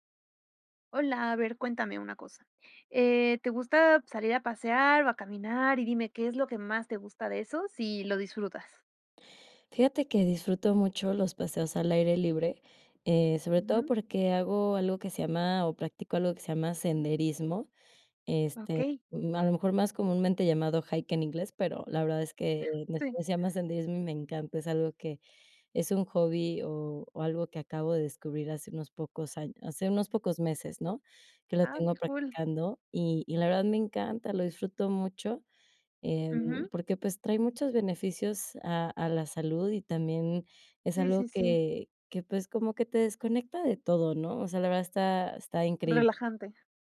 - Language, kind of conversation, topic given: Spanish, podcast, ¿Qué es lo que más disfrutas de tus paseos al aire libre?
- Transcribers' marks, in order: in English: "hike"; chuckle